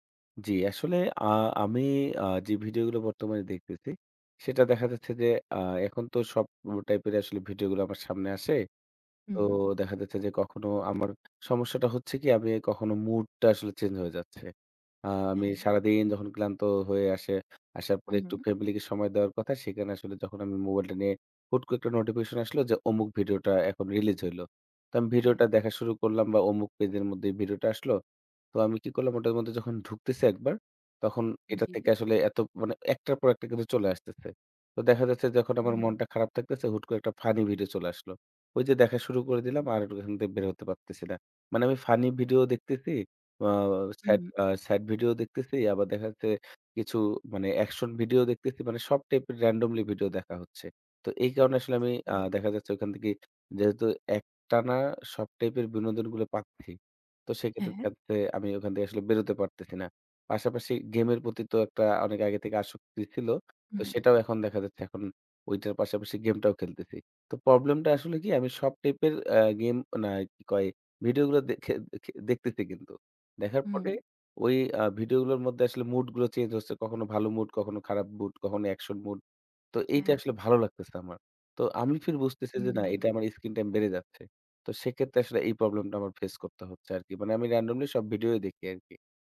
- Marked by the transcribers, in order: unintelligible speech; tapping; unintelligible speech; unintelligible speech
- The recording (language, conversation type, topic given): Bengali, advice, রাতে স্ক্রিন সময় বেশি থাকলে কি ঘুমের সমস্যা হয়?